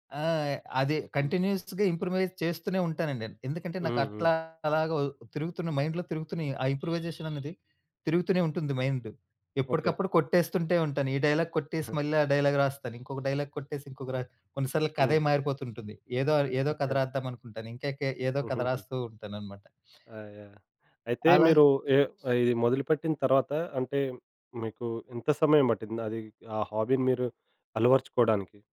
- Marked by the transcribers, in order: in English: "కంటిన్యూయస్‌గా ఇంప్రూవైజ్"; in English: "మైండ్‌లో"; horn; in English: "మైండ్"; in English: "డైలాగ్"; other noise; in English: "డైలాగ్"; in English: "డైలాగ్"; other background noise; in English: "హాబీ"
- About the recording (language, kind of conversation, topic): Telugu, podcast, ఒక అభిరుచిని మీరు ఎలా ప్రారంభించారో చెప్పగలరా?